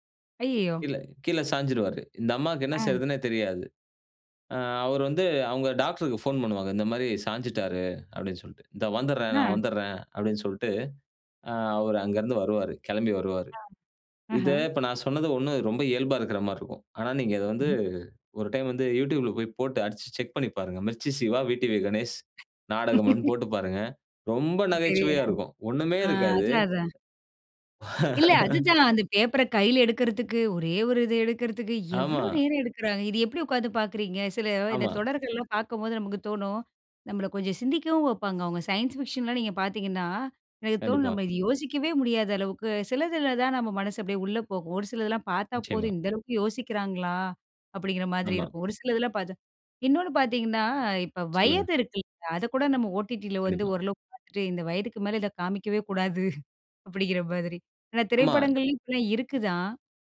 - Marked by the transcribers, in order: laugh; laugh; in English: "சயன்ஸ் ஃபிக்ஷன்லாம்"; chuckle
- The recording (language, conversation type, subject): Tamil, podcast, OTT தொடர்கள் சினிமாவை ஒரே நேரத்தில் ஒடுக்குகின்றனவா?